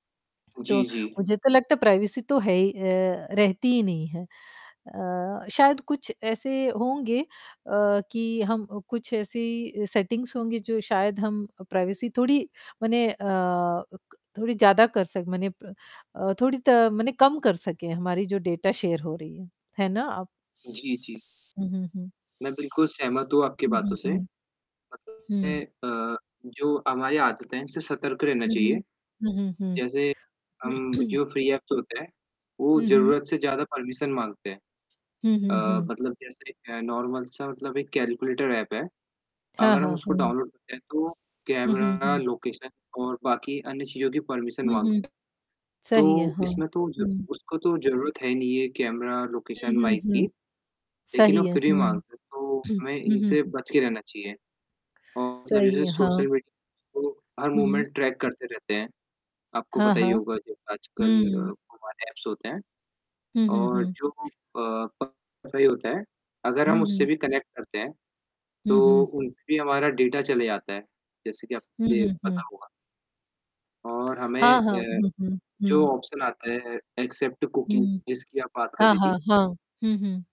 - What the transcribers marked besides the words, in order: static; in English: "प्राइवेसी"; in English: "सेटिंग्स"; in English: "प्राइवेसी"; in English: "डेटा शेयर"; distorted speech; other background noise; in English: "फ्री ऐप्स"; throat clearing; in English: "परमिशन"; in English: "नॉर्मल"; in English: "लोकेशन"; in English: "परमिशन"; in English: "लोकेशन"; throat clearing; in English: "मूवमेंट ट्रैक"; in English: "ऐप्स"; in English: "कनेक्ट"; in English: "डेटा"; in English: "ऑप्शन"; in English: "एक्सेप्ट कुकीज़"
- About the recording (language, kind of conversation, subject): Hindi, unstructured, आपका स्मार्टफोन आपकी गोपनीयता को कैसे प्रभावित करता है?